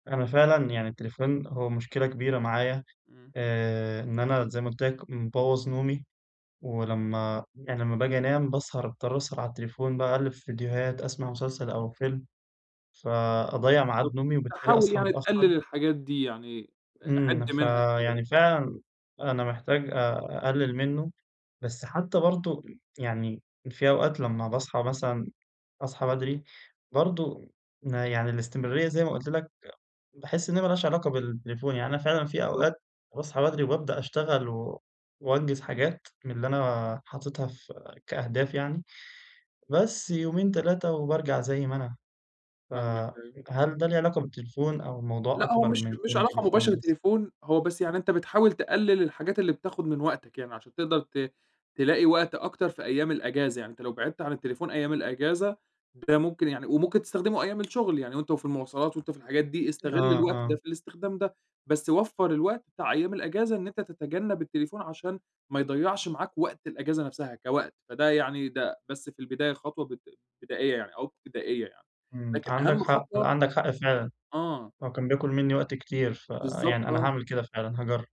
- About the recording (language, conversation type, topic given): Arabic, advice, إزاي أقدر ألتزم بروتين صباحي يخلّيني أركز وأبقى أكتر إنتاجية؟
- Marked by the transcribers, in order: other background noise